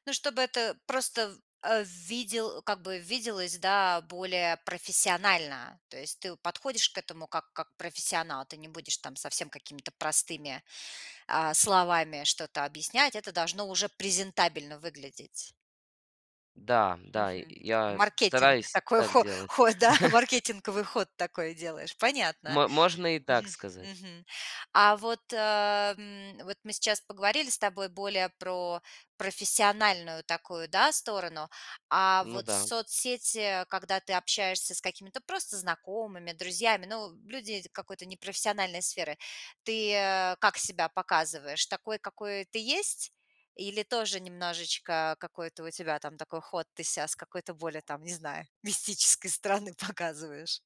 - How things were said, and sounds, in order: tapping; chuckle
- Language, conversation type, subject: Russian, podcast, Как социальные сети изменили то, как вы показываете себя?